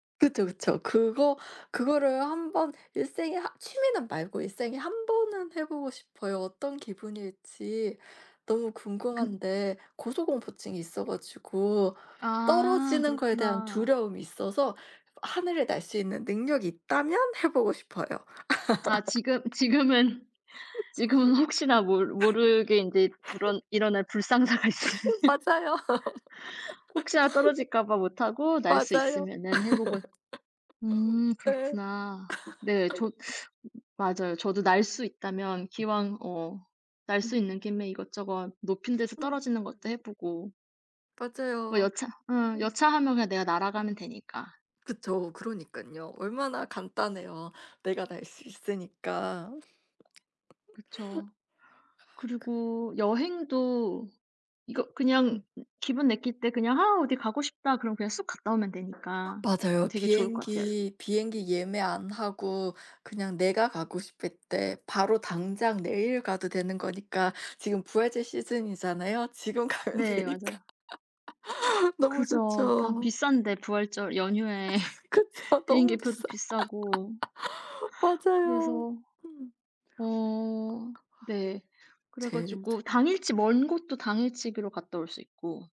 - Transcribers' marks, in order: tapping; other background noise; background speech; laughing while speaking: "지금은"; laugh; laughing while speaking: "불상사가 있으면"; laugh; laughing while speaking: "맞아요. 맞아요. 네"; laugh; laugh; unintelligible speech; laugh; laughing while speaking: "가면 되니까"; laugh; laughing while speaking: "그쵸. 너무 비싸"; laugh; laugh
- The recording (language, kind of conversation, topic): Korean, unstructured, 만약 하늘을 날 수 있다면 가장 먼저 어디로 가고 싶으신가요?